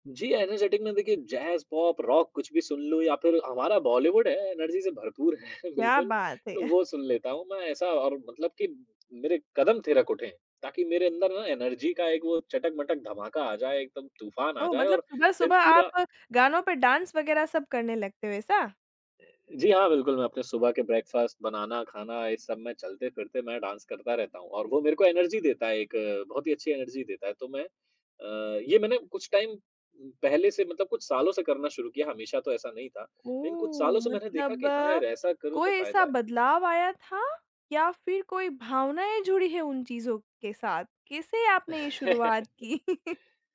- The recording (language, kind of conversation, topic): Hindi, podcast, क्या ज़िंदगी के भावनात्मक अनुभवों ने आपके संगीत की शैली बदल दी है?
- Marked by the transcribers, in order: in English: "एनर्जेटिक"; in English: "एनर्जी"; laughing while speaking: "है"; chuckle; in English: "एनर्जी"; in English: "डांस"; in English: "ब्रेकफास्ट"; in English: "डांस"; in English: "एनर्जी"; in English: "एनर्जी"; in English: "टाइम"; laugh; laughing while speaking: "की?"; laugh